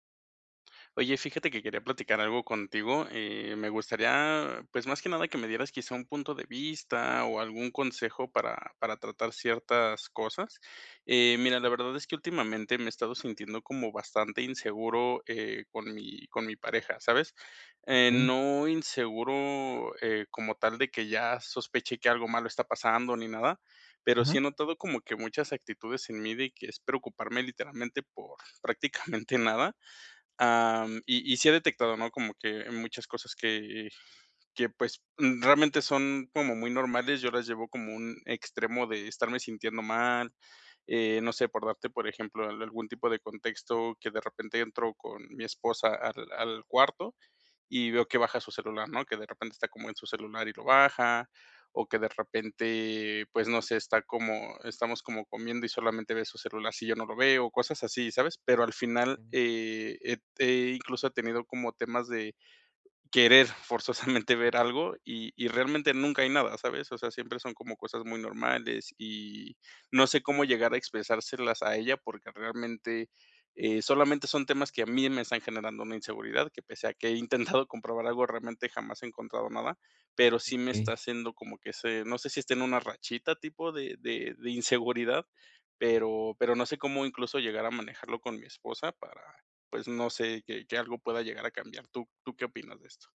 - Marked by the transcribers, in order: laughing while speaking: "prácticamente"; laughing while speaking: "forzosamente"; laughing while speaking: "intentado"
- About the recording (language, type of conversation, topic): Spanish, advice, ¿Cómo puedo expresar mis inseguridades sin generar más conflicto?